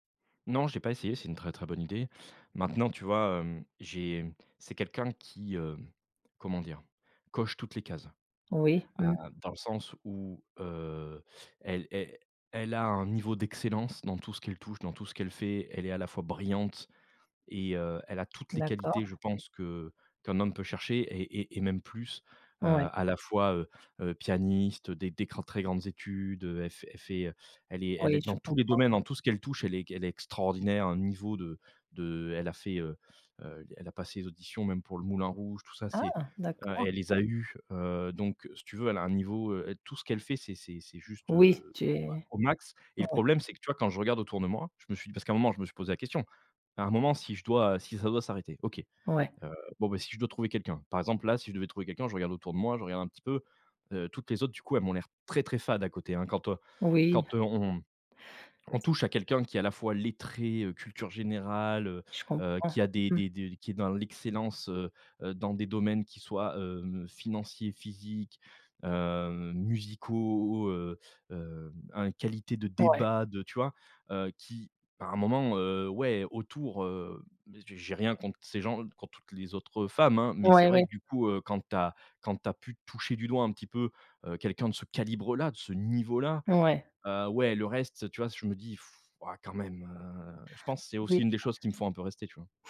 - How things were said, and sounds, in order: stressed: "Coche"; stressed: "brillante"; drawn out: "pianiste"; "grands" said as "cran"; stressed: "eues"; drawn out: "Ah"; drawn out: "es"; stressed: "OK"; drawn out: "Oui"; drawn out: "heu"; stressed: "débats"; stressed: "calibre-là"; stressed: "niveau-là"; scoff; drawn out: "Heu"
- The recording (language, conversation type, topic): French, advice, Comment mettre fin à une relation de longue date ?